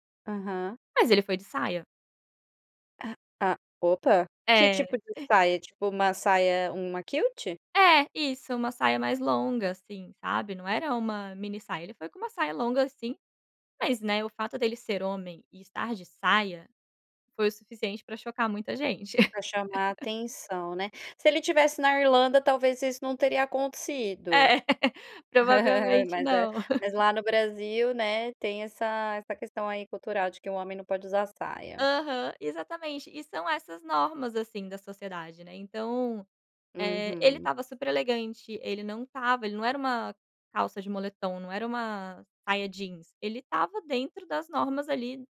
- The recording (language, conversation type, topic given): Portuguese, podcast, Como você escolhe roupas para se sentir confiante?
- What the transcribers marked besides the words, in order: other noise; in English: "kilt?"; laugh; laugh; chuckle